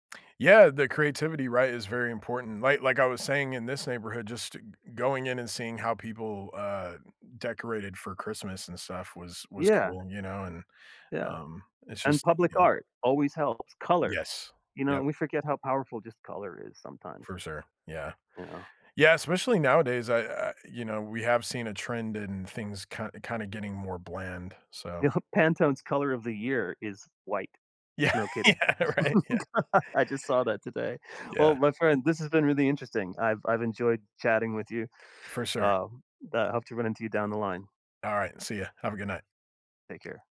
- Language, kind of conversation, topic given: English, unstructured, How can I make my neighborhood worth lingering in?
- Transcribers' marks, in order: other background noise; unintelligible speech; laughing while speaking: "Yeah, yeah. Right?"; laugh